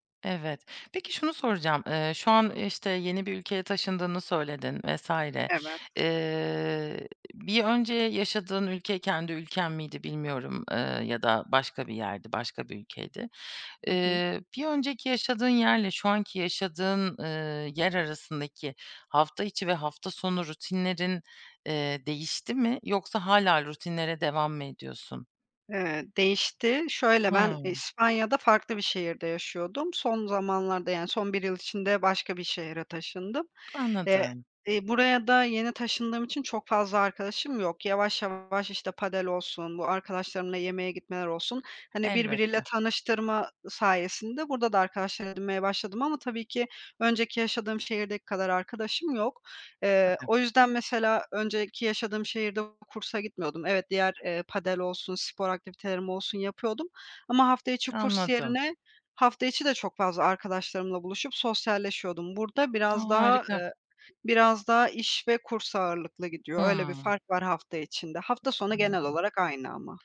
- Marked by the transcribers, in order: other background noise; tapping
- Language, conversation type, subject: Turkish, podcast, Hafta içi ve hafta sonu rutinlerin nasıl farklılaşıyor?